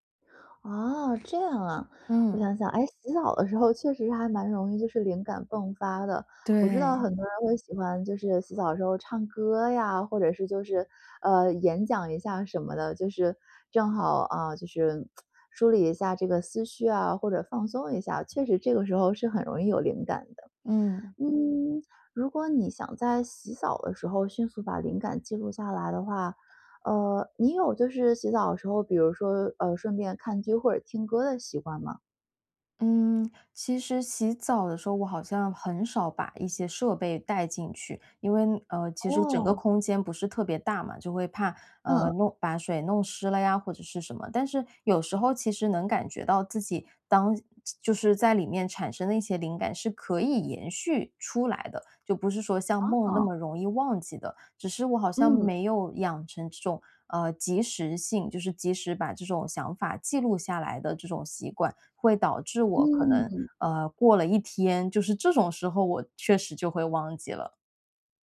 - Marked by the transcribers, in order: tsk; other background noise
- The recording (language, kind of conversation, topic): Chinese, advice, 你怎样才能养成定期收集灵感的习惯？